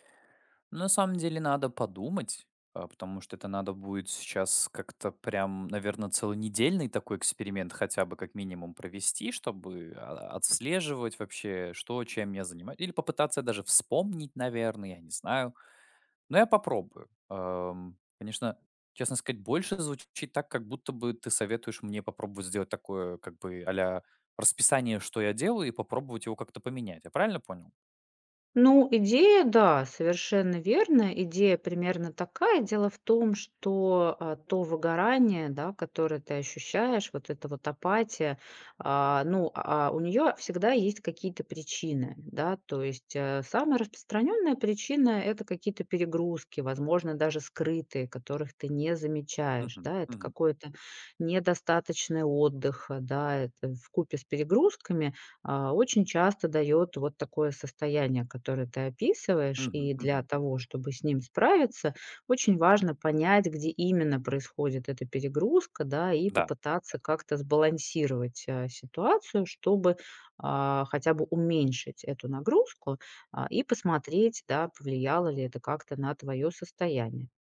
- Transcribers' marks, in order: none
- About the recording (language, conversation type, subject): Russian, advice, Как вы переживаете эмоциональное выгорание и апатию к своим обязанностям?